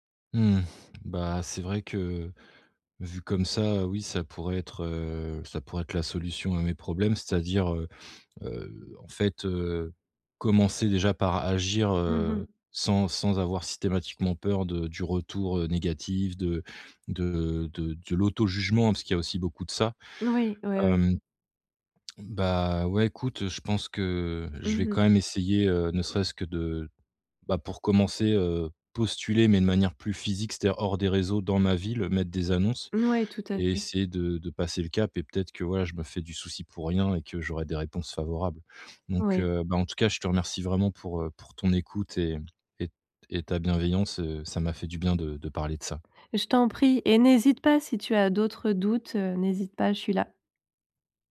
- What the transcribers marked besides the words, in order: other background noise
- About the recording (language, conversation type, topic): French, advice, Comment agir malgré la peur d’échouer sans être paralysé par l’angoisse ?